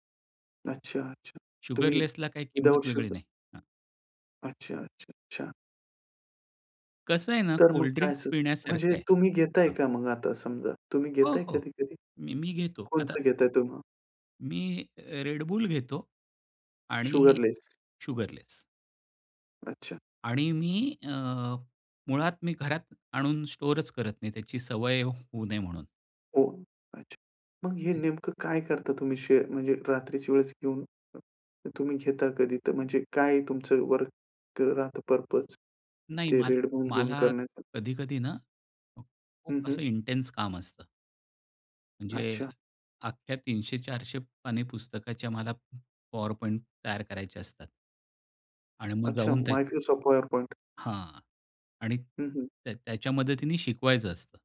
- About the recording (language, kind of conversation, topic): Marathi, podcast, तुमच्या मते कॅफेन फायदेशीर ठरते की त्रासदायक ठरते, आणि का?
- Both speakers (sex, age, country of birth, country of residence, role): male, 35-39, India, India, host; male, 50-54, India, India, guest
- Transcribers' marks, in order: in English: "शुगरलेसला"; "कोणतं" said as "कोणचं"; in English: "शुगरलेस"; in English: "शुगरलेस"; other background noise; tapping; unintelligible speech; in English: "शेअर"; other noise; in English: "पर्पज"; in English: "इंटेन्स"